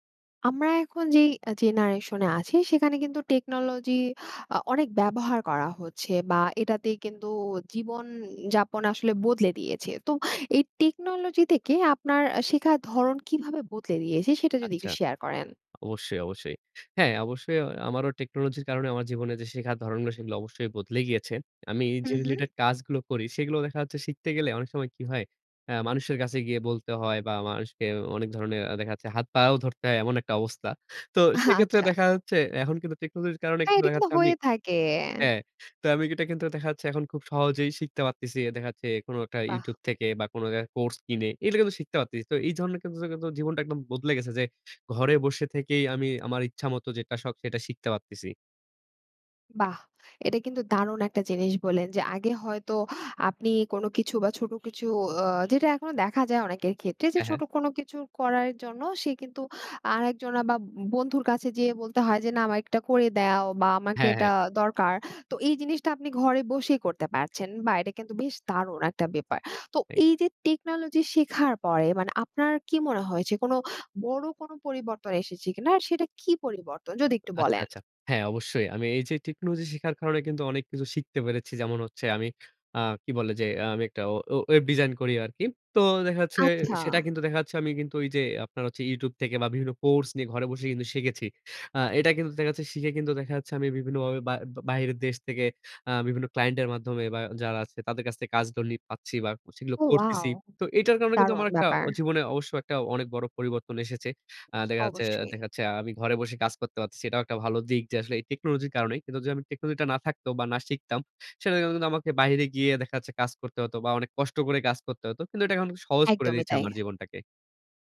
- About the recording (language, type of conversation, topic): Bengali, podcast, প্রযুক্তি কীভাবে তোমার শেখার ধরন বদলে দিয়েছে?
- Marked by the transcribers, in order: tapping; in English: "related task"; horn